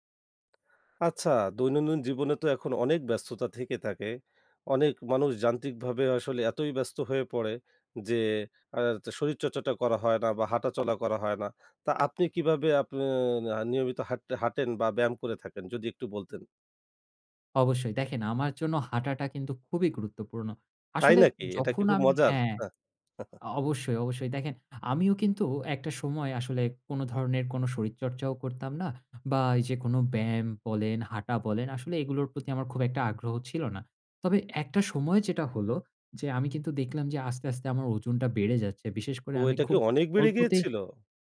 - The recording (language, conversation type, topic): Bengali, podcast, তুমি কীভাবে নিয়মিত হাঁটা বা ব্যায়াম চালিয়ে যাও?
- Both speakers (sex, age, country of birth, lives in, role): male, 25-29, Bangladesh, Bangladesh, host; male, 30-34, Bangladesh, Finland, guest
- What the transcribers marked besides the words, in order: tapping; scoff